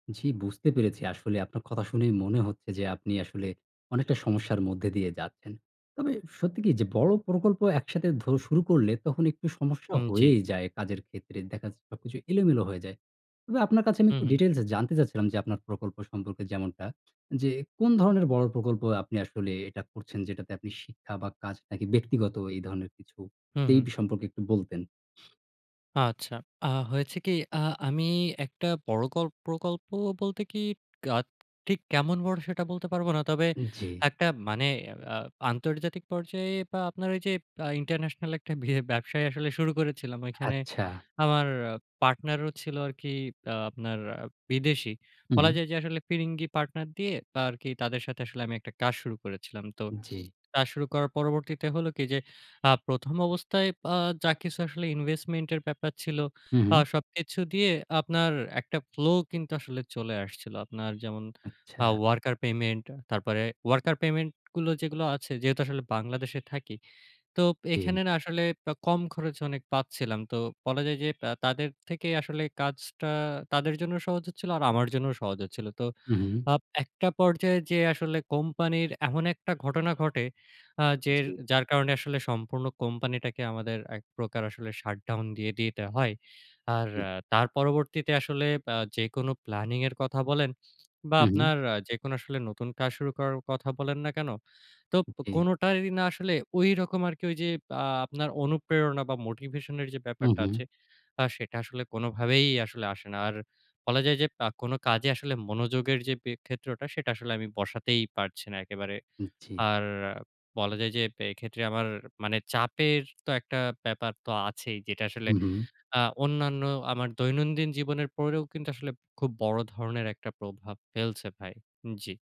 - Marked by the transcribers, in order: "দেখা যায়" said as "দেখাজ"; in English: "ডিটেইলস"; in English: "international"; in English: "investment"; in English: "flow"; in English: "worker payment"; in English: "shut down"; in English: "motivation"; tapping
- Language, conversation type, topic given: Bengali, advice, আপনি বড় প্রকল্প বারবার টালতে টালতে কীভাবে শেষ পর্যন্ত অনুপ্রেরণা হারিয়ে ফেলেন?